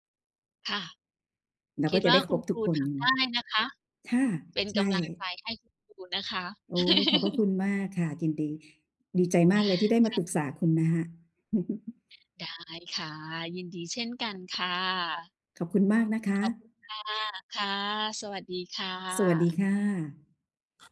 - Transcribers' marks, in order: other background noise; laugh; chuckle; tapping
- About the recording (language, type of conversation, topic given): Thai, advice, ช้อปปิ้งอย่างไรให้คุ้มค่าและไม่เกินงบที่มีจำกัด?